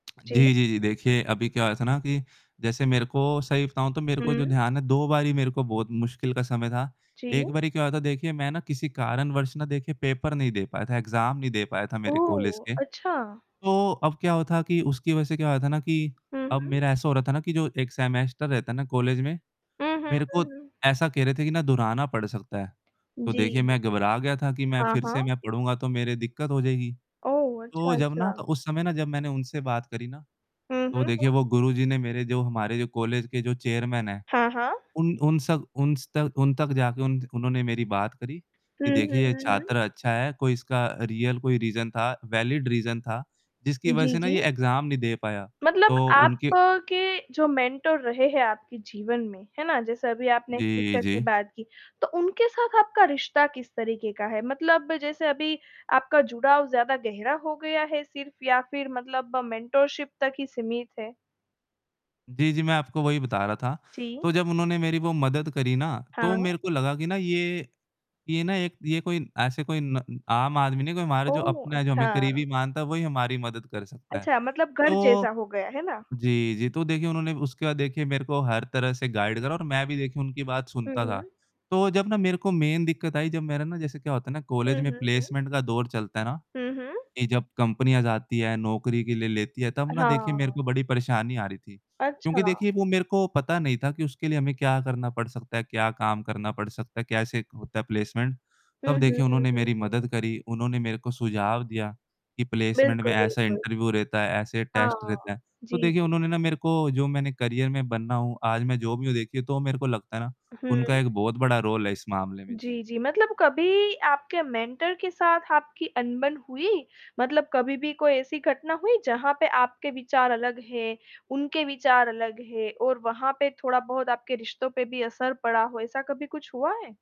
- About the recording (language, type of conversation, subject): Hindi, podcast, आपके करियर में मार्गदर्शन की भूमिका आपके लिए कैसी रही है?
- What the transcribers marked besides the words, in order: static; tapping; in English: "एग्ज़ाम"; in English: "सेमेस्टर"; distorted speech; other background noise; in English: "रियल"; in English: "रीज़न"; in English: "वैलिड रीज़न"; in English: "एग्ज़ाम"; in English: "मेंटर"; in English: "टीचर"; in English: "मेंटोरशिप"; in English: "गाइड"; in English: "मेन"; in English: "प्लेसमेंट"; in English: "प्लेसमेंट"; in English: "प्लेसमेंट"; in English: "इंटरव्यू"; in English: "टेस्ट"; in English: "करियर"; in English: "रोल"; in English: "मेंटर"